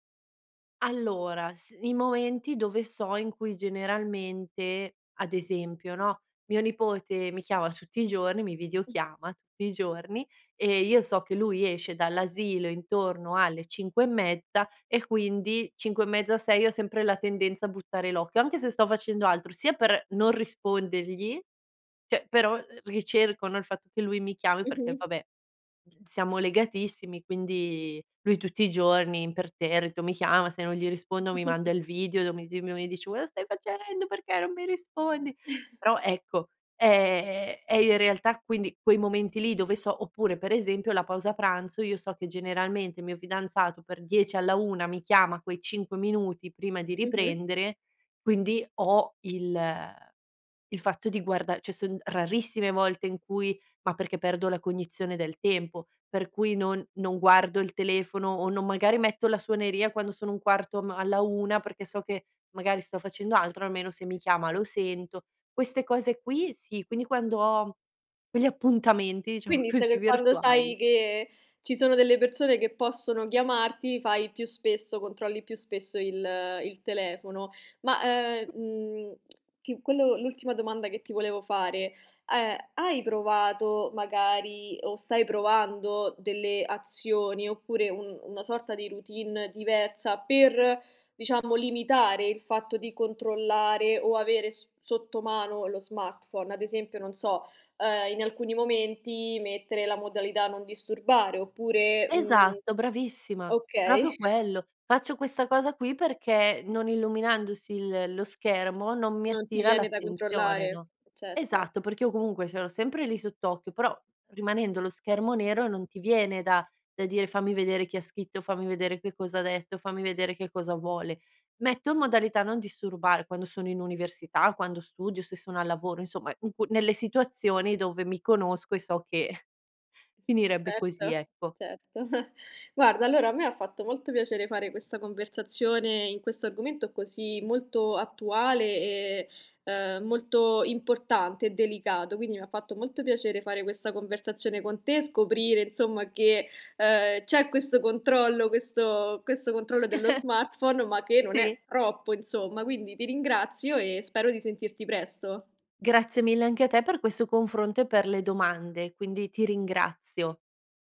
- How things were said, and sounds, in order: snort; snort; put-on voice: "coa stai facendo, perché non mi rispondi?"; "Cosa" said as "coa"; chuckle; other background noise; laughing while speaking: "diciamo così"; "proprio" said as "propio"; chuckle; snort; scoff; chuckle; chuckle
- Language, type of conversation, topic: Italian, podcast, Ti capita mai di controllare lo smartphone mentre sei con amici o famiglia?